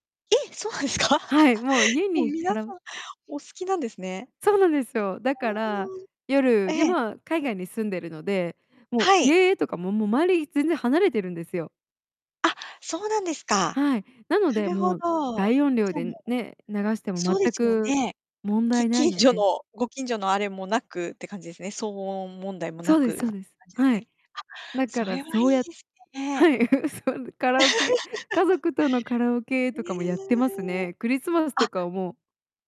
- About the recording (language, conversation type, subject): Japanese, podcast, カラオケでよく歌う曲は何ですか？
- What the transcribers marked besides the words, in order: laugh; unintelligible speech; tapping; laugh